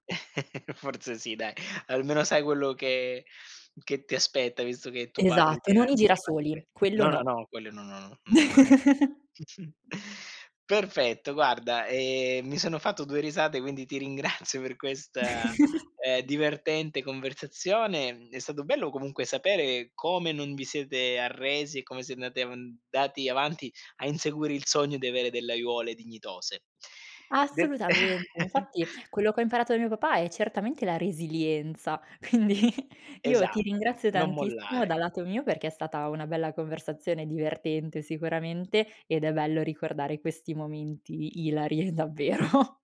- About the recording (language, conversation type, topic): Italian, podcast, Hai esperienza di giardinaggio urbano o di cura delle piante sul balcone?
- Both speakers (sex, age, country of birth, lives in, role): female, 25-29, Italy, France, guest; male, 40-44, Italy, Germany, host
- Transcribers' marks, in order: chuckle; chuckle; other background noise; drawn out: "ehm"; laughing while speaking: "ringrazio"; chuckle; tapping; giggle; laughing while speaking: "Quindi"; laughing while speaking: "davvero"